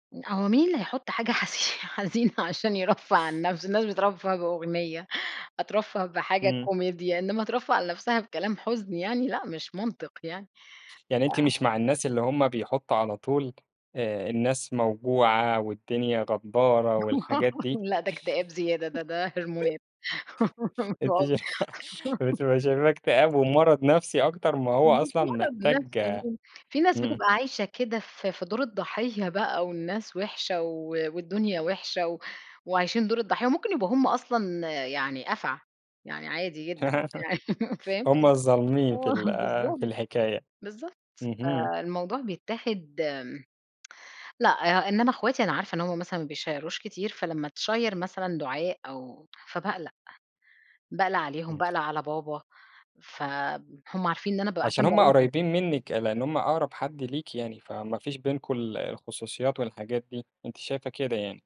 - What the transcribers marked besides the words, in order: laughing while speaking: "حزي حزينة عشان يرفّه عن نَفسه؟ الناس بترفّه بأغنية"; tapping; laugh; laughing while speaking: "شايف"; laugh; unintelligible speech; laugh; laughing while speaking: "آه"; tsk; in English: "بيشيّروش"; in English: "تشيّر"
- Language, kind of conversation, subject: Arabic, podcast, إزاي بتظهر دعمك لحد من غير ما تتدخل زيادة؟